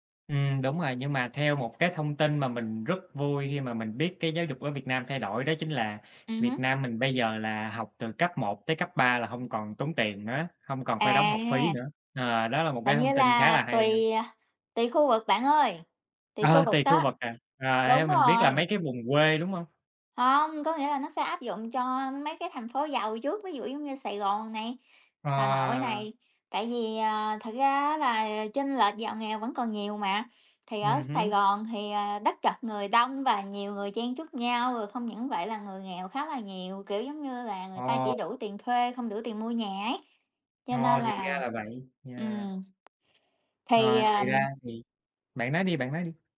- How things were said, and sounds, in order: tapping; other background noise
- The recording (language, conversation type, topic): Vietnamese, unstructured, Bạn nghĩ giáo dục sẽ thay đổi như thế nào để phù hợp với thế hệ trẻ?